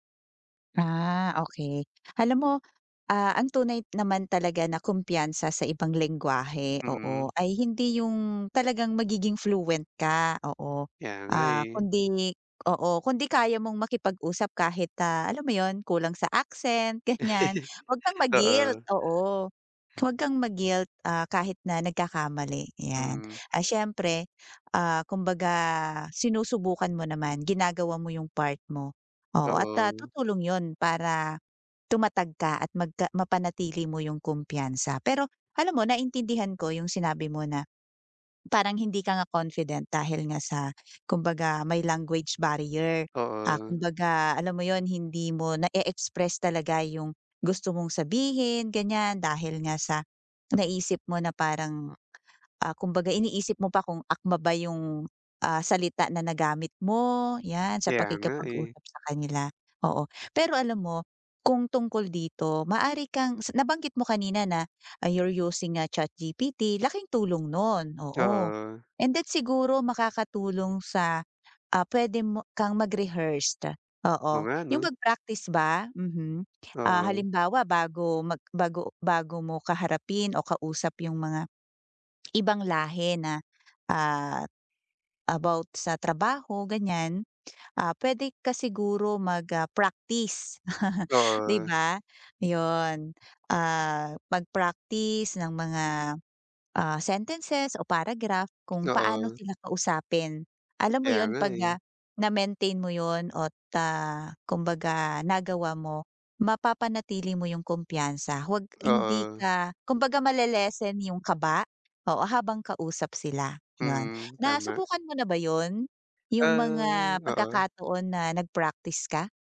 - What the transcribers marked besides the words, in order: chuckle; tapping; chuckle
- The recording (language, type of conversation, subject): Filipino, advice, Paano ko mapapanatili ang kumpiyansa sa sarili kahit hinuhusgahan ako ng iba?